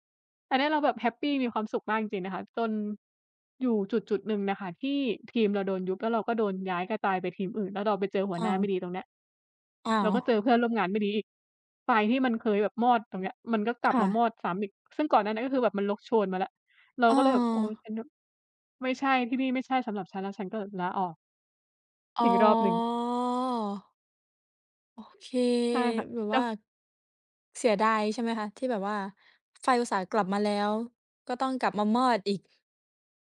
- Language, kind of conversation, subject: Thai, unstructured, อะไรที่ทำให้คุณรู้สึกหมดไฟกับงาน?
- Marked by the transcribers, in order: "ลุก" said as "ลก"; drawn out: "อ๋อ"